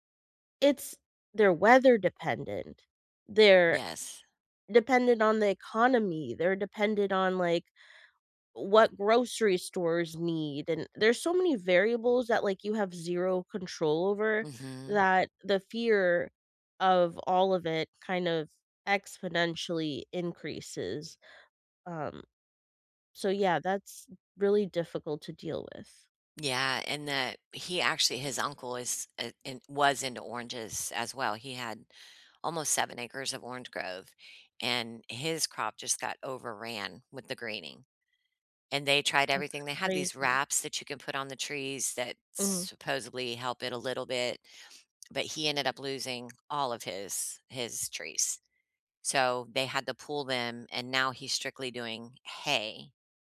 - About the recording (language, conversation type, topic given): English, unstructured, How do you deal with the fear of losing your job?
- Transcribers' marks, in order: tapping